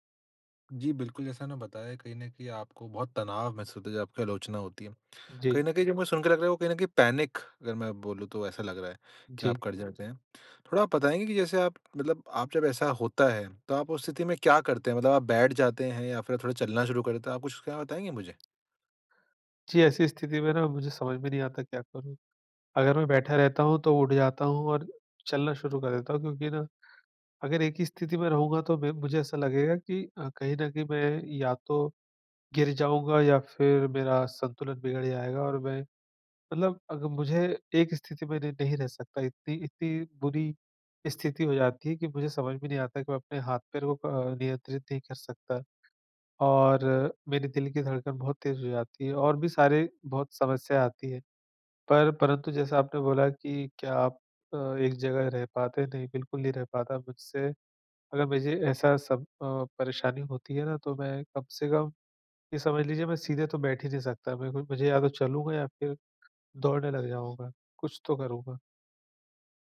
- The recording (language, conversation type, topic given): Hindi, advice, मैं गहरी साँसें लेकर तुरंत तनाव कैसे कम करूँ?
- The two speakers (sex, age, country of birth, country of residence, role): male, 25-29, India, India, advisor; male, 35-39, India, India, user
- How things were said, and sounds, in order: in English: "पैनिक"